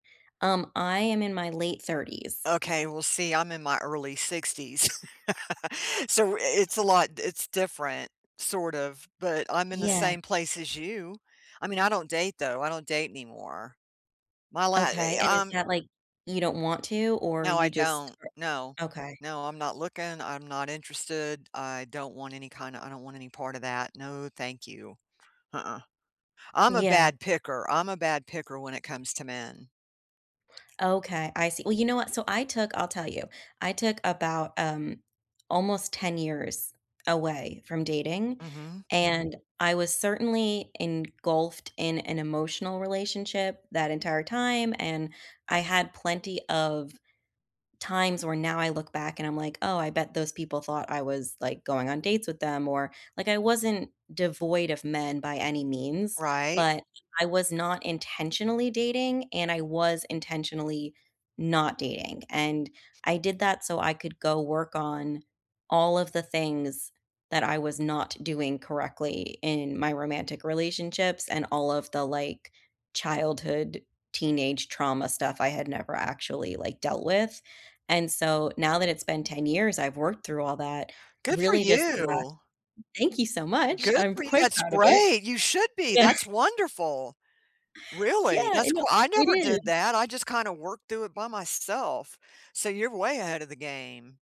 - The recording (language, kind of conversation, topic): English, unstructured, How do you find a healthy rhythm between independence and togetherness in your closest relationships?
- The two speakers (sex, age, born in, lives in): female, 40-44, United States, United States; female, 60-64, United States, United States
- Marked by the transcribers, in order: laugh; other background noise